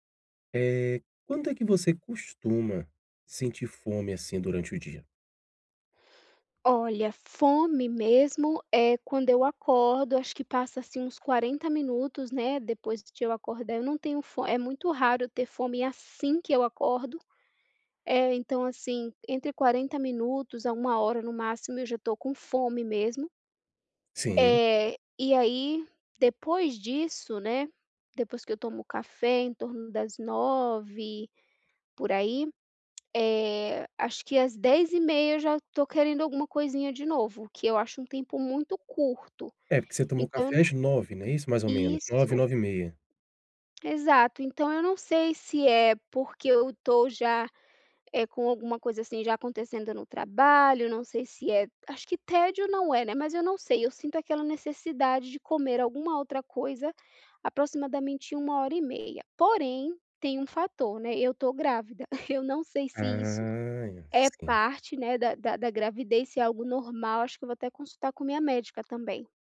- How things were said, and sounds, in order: chuckle
- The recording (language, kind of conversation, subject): Portuguese, advice, Como posso aprender a reconhecer os sinais de fome e de saciedade no meu corpo?